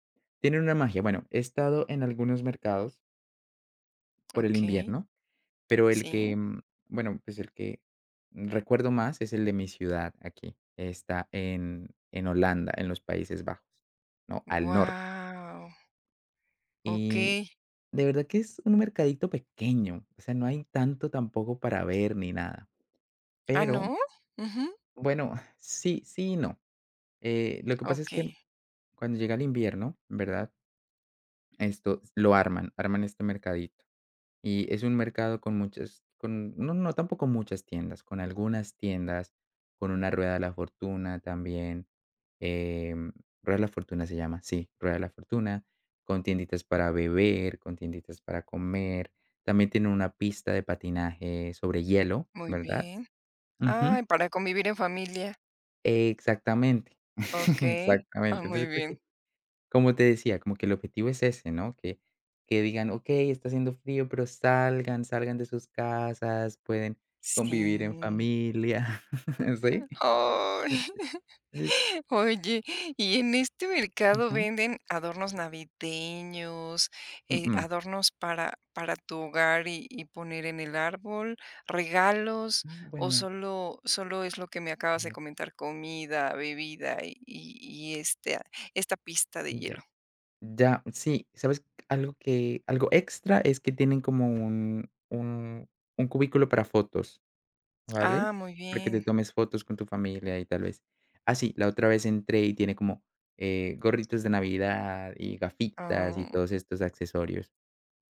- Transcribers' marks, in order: tapping; surprised: "¡Guau!"; other background noise; chuckle; chuckle; chuckle
- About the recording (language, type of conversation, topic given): Spanish, podcast, ¿Cuál es un mercado local que te encantó y qué lo hacía especial?